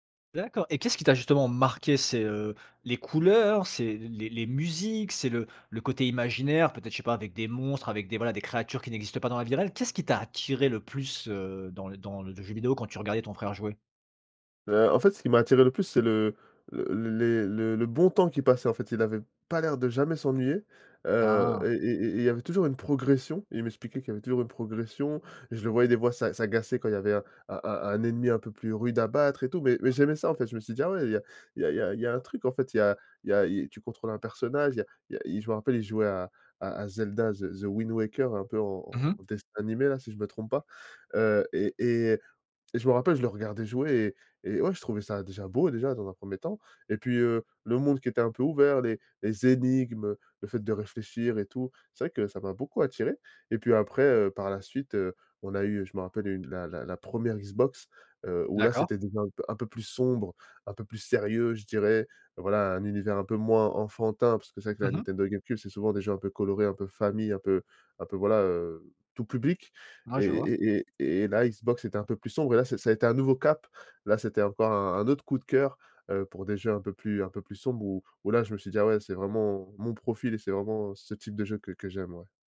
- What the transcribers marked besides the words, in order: other background noise
- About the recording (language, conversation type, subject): French, podcast, Quel est un hobby qui t’aide à vider la tête ?